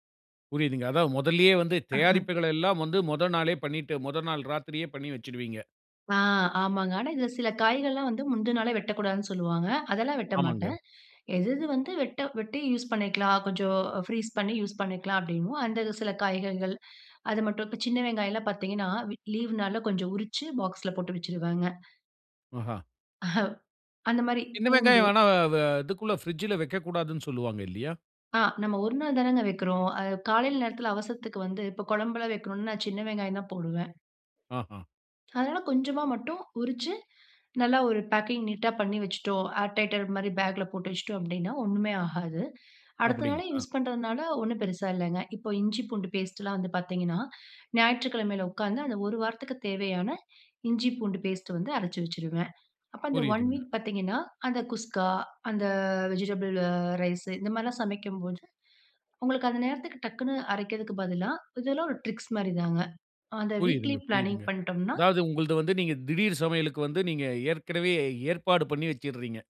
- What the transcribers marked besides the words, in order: chuckle; in English: "ஃப்ரீஸ்"; chuckle; in English: "பேக்கிங் நீட்டா"; in English: "ஆர் டைட்டர்"; other noise; in English: "ஒன் வீக்"; in English: "வெஜிடபிள் ரைஸ்"; other background noise; in English: "ட்ரிக்ஸ்"; in English: "வீக்லி பிளானிங்"
- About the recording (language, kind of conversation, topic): Tamil, podcast, வீட்டில் அவசரமாக இருக்கும் போது விரைவாகவும் சுவையாகவும் உணவு சமைக்க என்னென்ன உத்திகள் பயன்படும்?